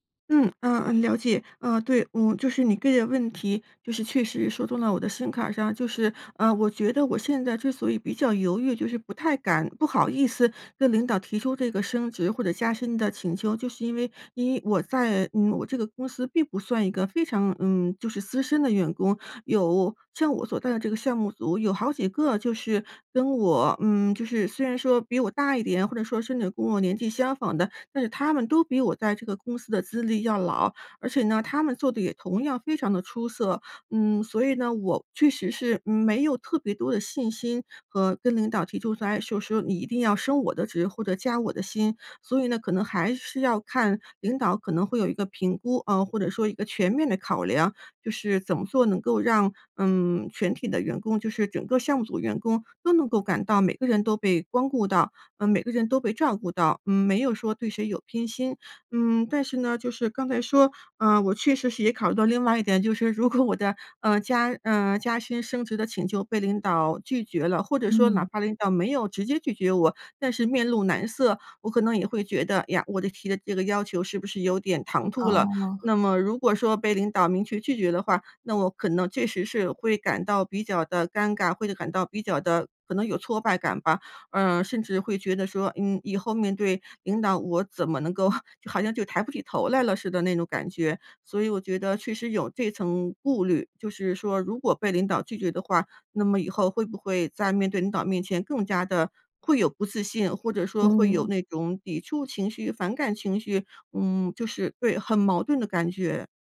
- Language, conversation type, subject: Chinese, advice, 你担心申请晋升或换工作会被拒绝吗？
- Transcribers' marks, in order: laughing while speaking: "如果我的"; chuckle